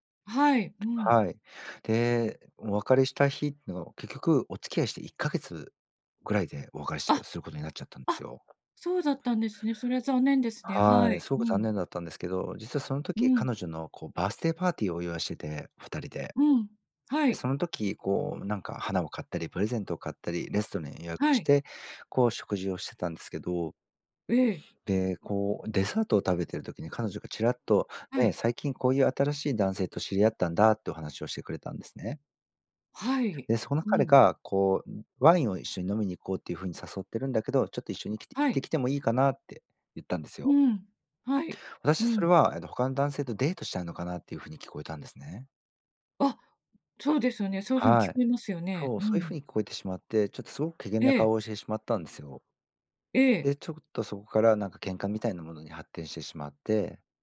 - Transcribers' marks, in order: other noise; "レストラン" said as "レストネ"
- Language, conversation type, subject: Japanese, advice, 元恋人との関係を続けるべきか、終わらせるべきか迷ったときはどうすればいいですか？